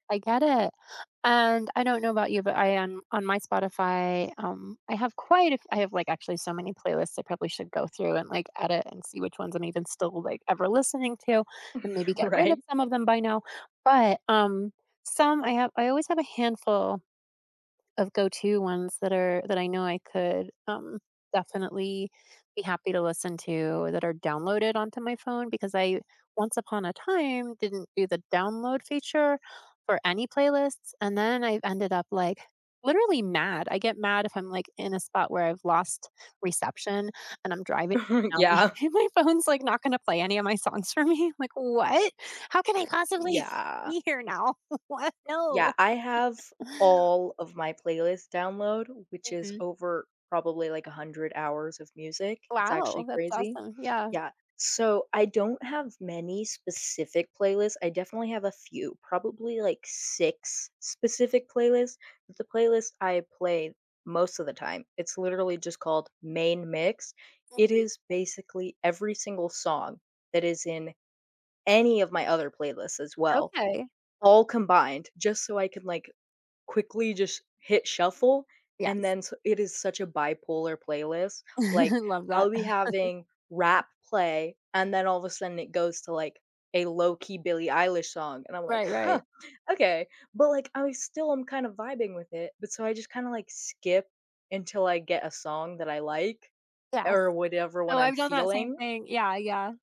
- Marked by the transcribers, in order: chuckle; laughing while speaking: "Right?"; chuckle; laughing while speaking: "and my phone's"; laughing while speaking: "me"; chuckle; laughing while speaking: "What?"; laugh; stressed: "all"; stressed: "any"; chuckle
- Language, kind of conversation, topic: English, unstructured, How do you most enjoy experiencing music these days, and how do you share it with others?
- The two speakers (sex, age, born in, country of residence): female, 18-19, United States, United States; female, 55-59, United States, United States